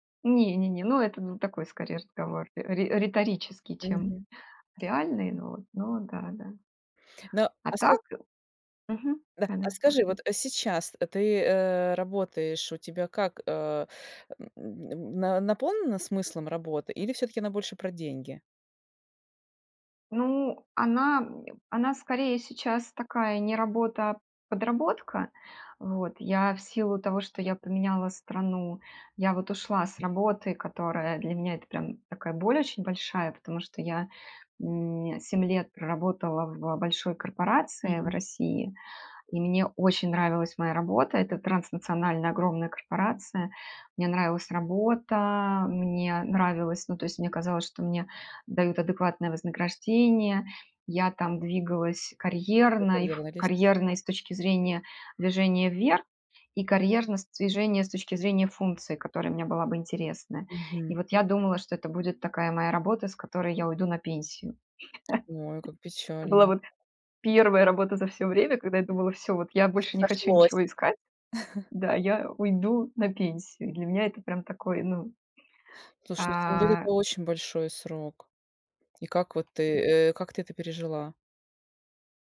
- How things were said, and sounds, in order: tapping; chuckle; chuckle; other background noise
- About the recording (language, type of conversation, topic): Russian, podcast, Что для тебя важнее — смысл работы или деньги?